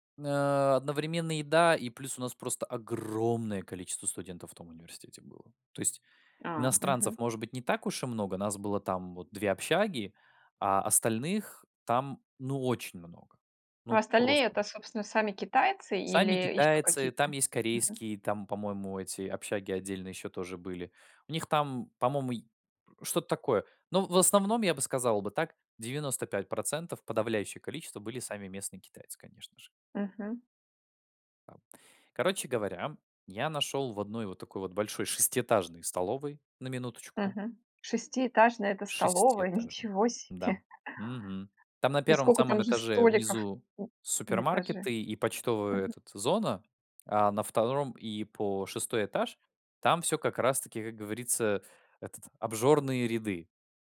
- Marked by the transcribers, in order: stressed: "огромное"; other noise; surprised: "Шестиэтажная это столовая, ничего себе!"
- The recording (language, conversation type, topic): Russian, podcast, Расскажи о человеке, который показал тебе скрытое место?